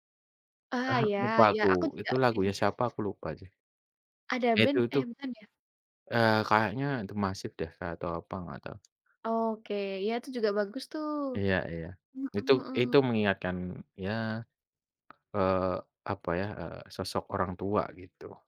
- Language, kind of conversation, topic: Indonesian, unstructured, Apa yang membuat sebuah lagu terasa berkesan?
- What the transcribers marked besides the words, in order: other background noise; tapping